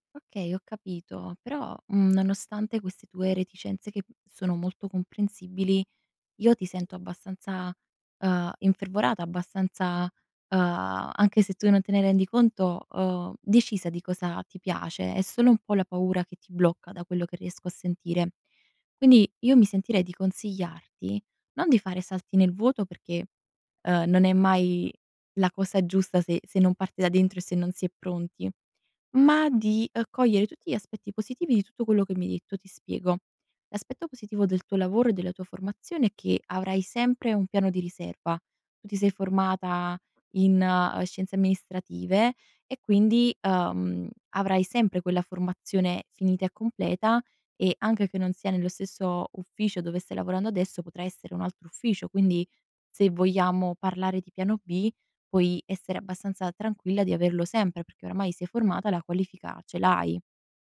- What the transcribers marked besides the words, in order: none
- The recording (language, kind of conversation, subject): Italian, advice, Come posso capire perché mi sento bloccato nella carriera e senza un senso personale?
- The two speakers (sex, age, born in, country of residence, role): female, 20-24, Italy, Italy, advisor; female, 25-29, Italy, Italy, user